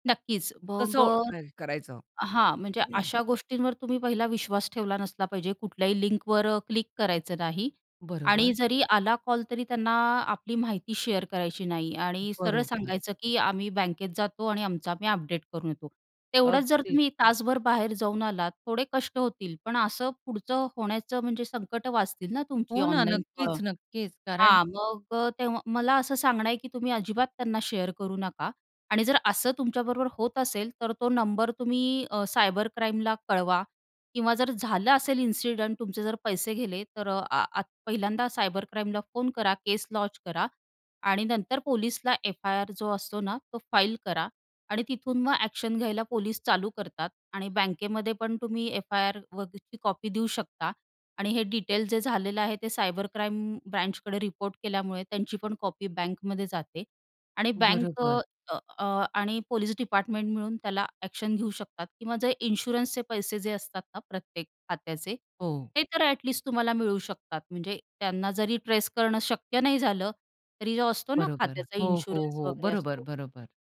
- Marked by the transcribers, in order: other background noise; "ओळखायचं" said as "ओळख करायचं"; throat clearing; in English: "शेअर"; in English: "शेअर"; in English: "लॉन्च"; in English: "ॲक्शन"; in English: "पोलीस"; in English: "पोलिस"; in English: "ॲक्शन"; in English: "इन्शुरन्सचे"; in English: "ट्रेस"; in English: "इन्शुरन्स"
- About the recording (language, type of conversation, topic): Marathi, podcast, ऑनलाईन ओळखीवर तुम्ही विश्वास कसा ठेवता?